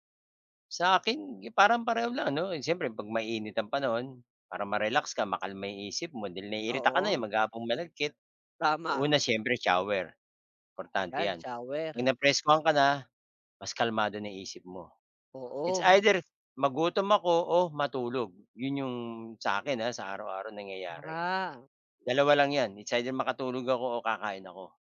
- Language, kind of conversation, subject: Filipino, unstructured, Paano ka nagpapahinga matapos ang mahirap na araw?
- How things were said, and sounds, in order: other background noise